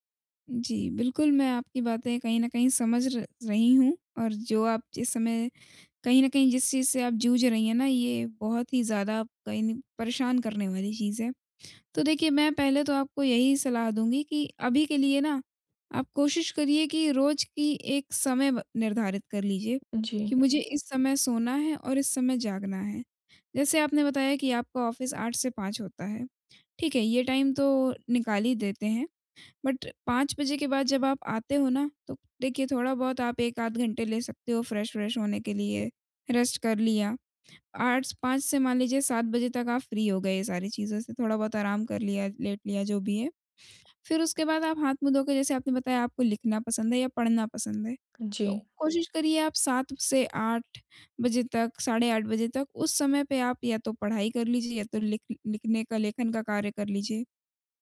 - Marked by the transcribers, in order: in English: "ऑफिस"; in English: "टाइम"; in English: "बट"; in English: "फ्रेश-व्रेश"; in English: "रेस्ट"; in English: "फ्री"
- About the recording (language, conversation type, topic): Hindi, advice, आपकी नींद अनियमित होने से आपको थकान और ध्यान की कमी कैसे महसूस होती है?